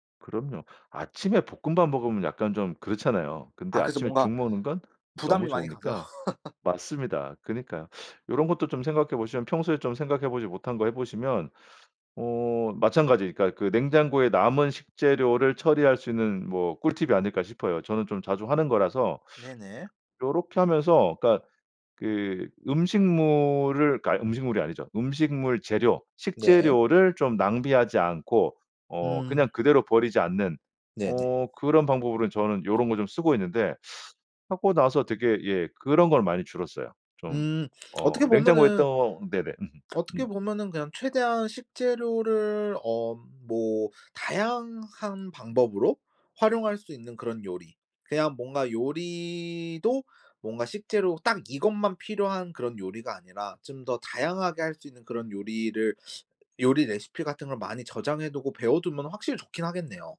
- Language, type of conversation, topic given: Korean, podcast, 집에서 음식물 쓰레기를 줄이는 가장 쉬운 방법은 무엇인가요?
- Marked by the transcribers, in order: laugh; other background noise; teeth sucking